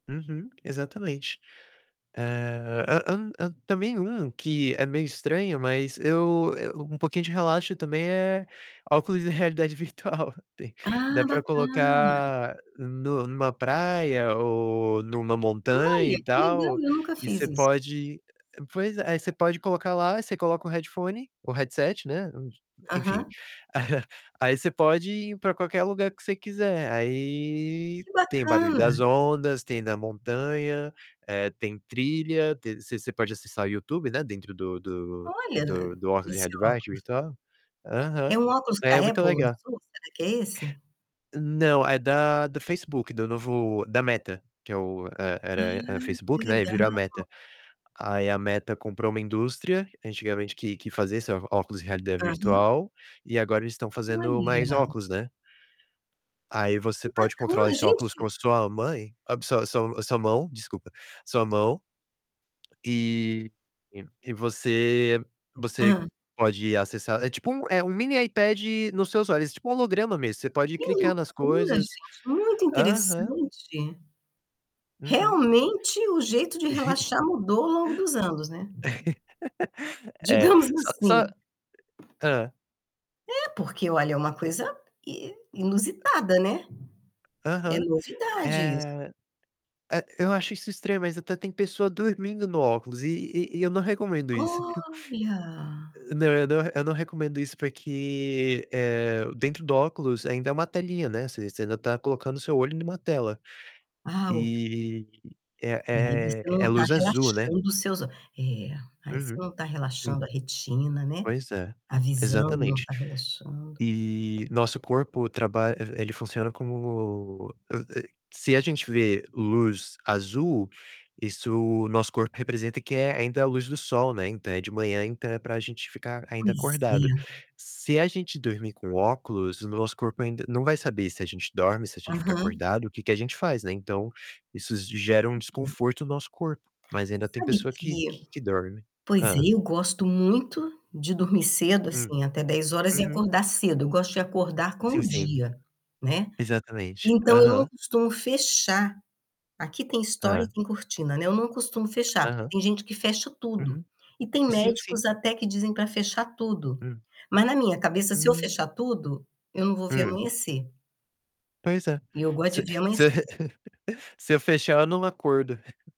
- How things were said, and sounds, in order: laughing while speaking: "virtual"; distorted speech; in English: "headphone"; in English: "headset"; chuckle; tapping; static; chuckle; laugh; other background noise; drawn out: "Olha"; chuckle; unintelligible speech; laugh
- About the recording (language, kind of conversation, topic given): Portuguese, unstructured, Qual é o seu jeito preferido de relaxar após um dia cansativo?